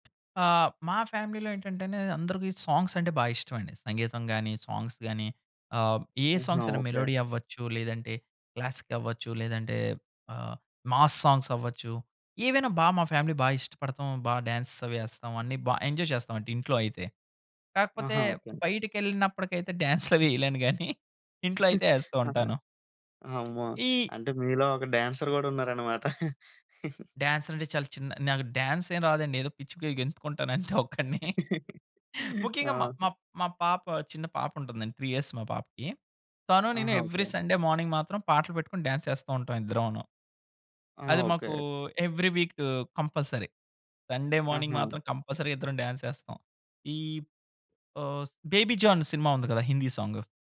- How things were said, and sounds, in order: other background noise; in English: "ఫ్యామిలీ‌లో"; in English: "సాంగ్స్"; in English: "సాంగ్స్"; in English: "సాంగ్స్"; in English: "మెలోడీ"; in English: "క్లాసిక్"; in English: "మాస్ సాంగ్స్"; in English: "ఫ్యామిలీ"; in English: "డాన్స్"; in English: "ఎంజాయ్"; giggle; chuckle; in English: "డాన్సర్"; chuckle; in English: "డాన్స్"; in English: "డాన్స్"; laughing while speaking: "ఒక్కడిని"; chuckle; in English: "త్రీ ఇయర్స్"; in English: "ఎవ్రి సండే మార్నింగ్"; in English: "డాన్స్"; in English: "ఎవ్రి వీక్ కంపల్సరీ. సండే మార్నింగ్"; in English: "కంపల్సరీ"; in English: "డాన్స్"
- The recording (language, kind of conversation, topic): Telugu, podcast, మీ కుటుంబ సంగీత అభిరుచి మీపై ఎలా ప్రభావం చూపింది?